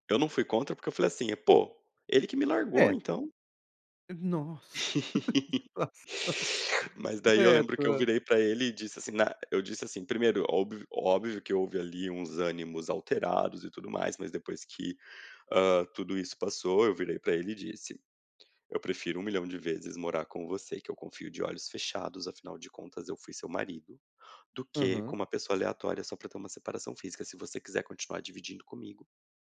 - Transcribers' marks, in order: laugh; laughing while speaking: "que situação"
- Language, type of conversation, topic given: Portuguese, advice, Como você lida com a ansiedade ao abrir faturas e contas no fim do mês?